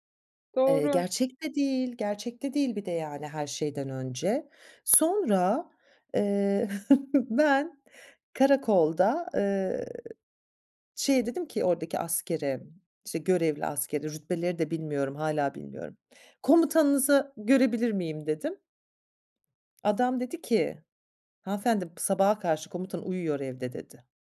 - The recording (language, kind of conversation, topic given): Turkish, podcast, Seni beklenmedik şekilde şaşırtan bir karşılaşma hayatını nasıl etkiledi?
- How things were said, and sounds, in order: chuckle; put-on voice: "hanımefendi p sabaha karşı komutan uyuyor evde"